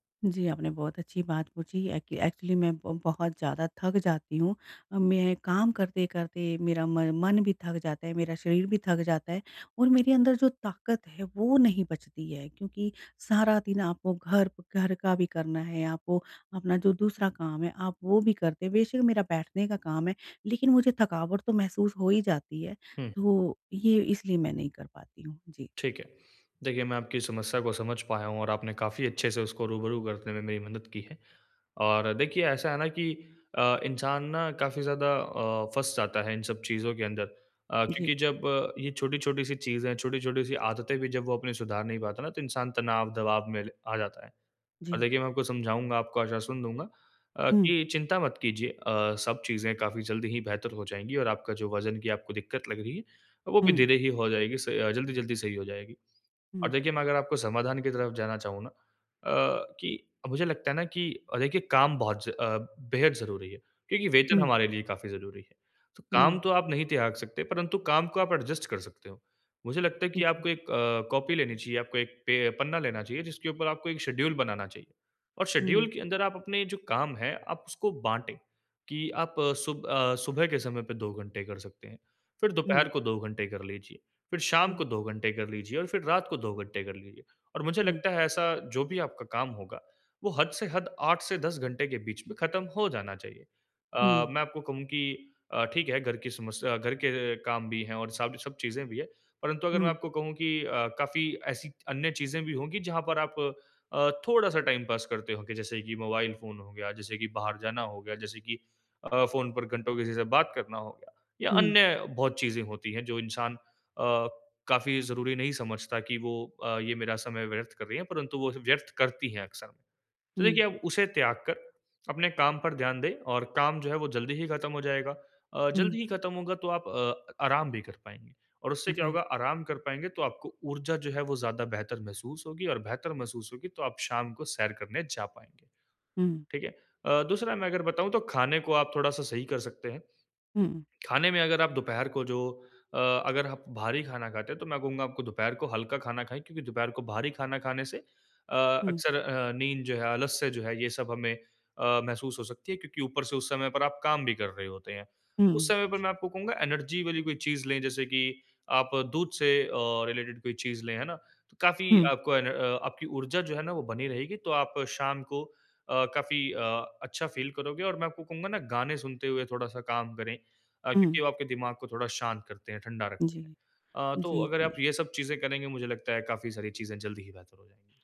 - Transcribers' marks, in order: in English: "एक्चुअली"; in English: "एडजस्ट"; in English: "कॉपी"; in English: "शेड्यूल"; in English: "शेड्यूल"; in English: "टाइम"; in English: "एनर्जी"; in English: "रिलेटेड"; in English: "फ़ील"
- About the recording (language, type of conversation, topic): Hindi, advice, रुकावटों के बावजूद मैं अपनी नई आदत कैसे बनाए रखूँ?